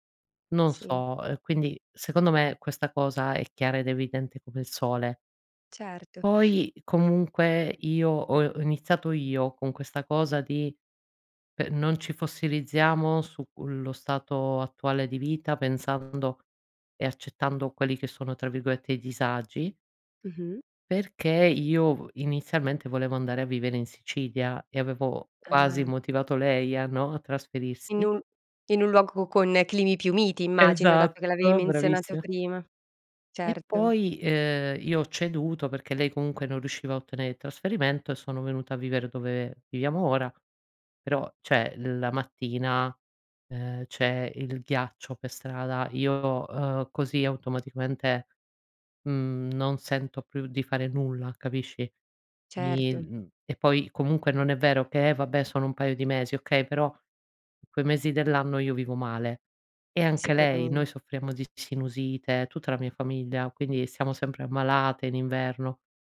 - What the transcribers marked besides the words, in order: "cioè" said as "ceh"; other background noise
- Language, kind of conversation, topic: Italian, advice, Come posso cambiare vita se ho voglia di farlo ma ho paura di fallire?